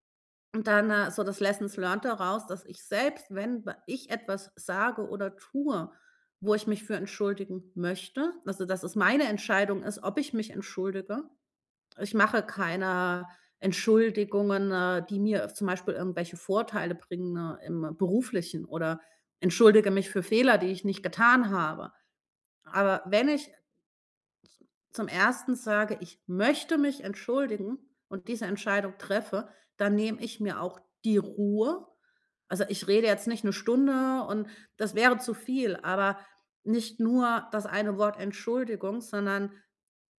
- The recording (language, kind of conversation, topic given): German, podcast, Wie entschuldigt man sich so, dass es echt rüberkommt?
- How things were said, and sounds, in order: in English: "lessons learned"; other background noise